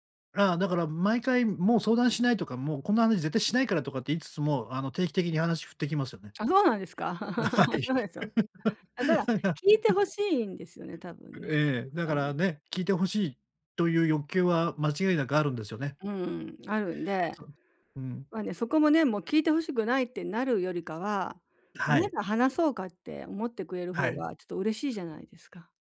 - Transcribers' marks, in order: laughing while speaking: "はい"; laugh; tapping; unintelligible speech
- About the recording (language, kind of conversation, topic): Japanese, advice, パートナーとの会話で不安をどう伝えればよいですか？